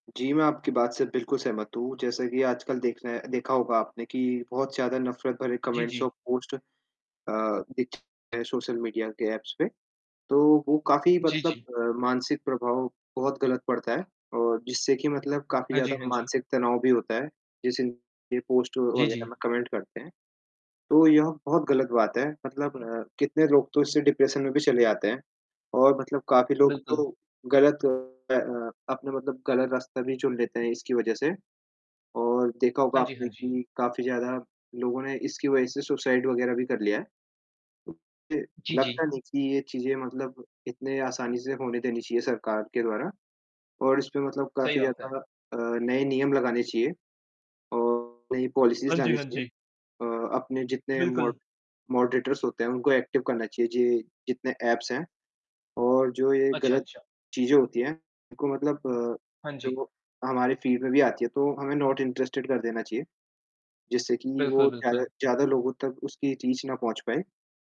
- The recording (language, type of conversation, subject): Hindi, unstructured, क्या सामाजिक माध्यमों पर नफरत फैलाने की प्रवृत्ति बढ़ रही है?
- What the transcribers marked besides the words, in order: static; in English: "कमेंट्स"; distorted speech; tapping; in English: "ऐप्स"; in English: "कमेंट"; in English: "डिप्रेशन"; other background noise; in English: "सुसाइड"; in English: "पॉलिसीज़"; in English: "मॉड मॉडरेटर्स"; in English: "एक्टिव"; in English: "ऐप्स"; in English: "फीड"; in English: "नॉट इंटरेस्टेड"; in English: "रीच"